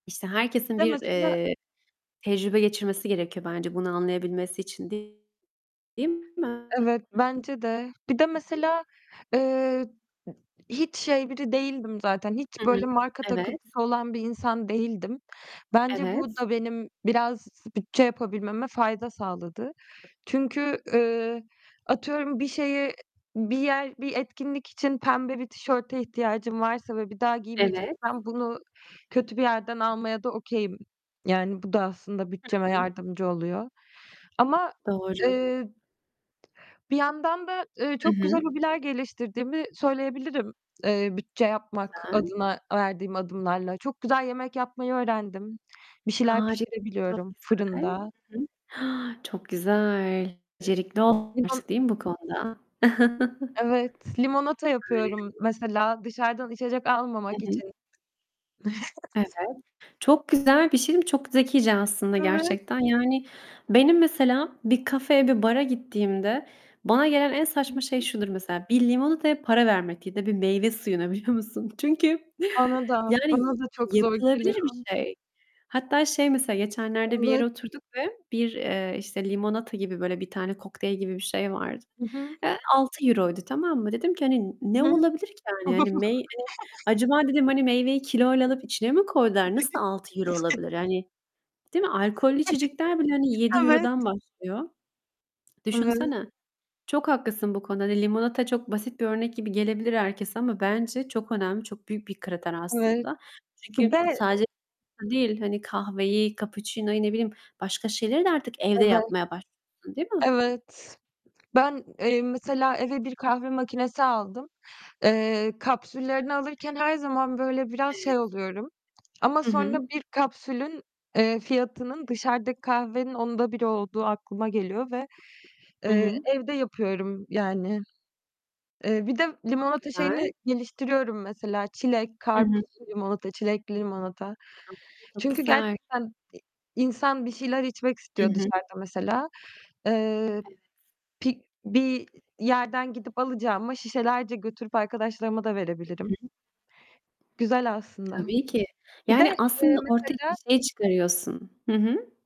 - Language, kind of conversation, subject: Turkish, unstructured, Bütçe yapmak hayatını nasıl değiştirir?
- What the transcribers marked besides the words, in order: other background noise; static; distorted speech; other noise; tapping; in English: "okay'im"; gasp; unintelligible speech; chuckle; chuckle; laughing while speaking: "biliyor"; chuckle; chuckle; chuckle; unintelligible speech; unintelligible speech; unintelligible speech; in Italian: "cappuccino'yu"; unintelligible speech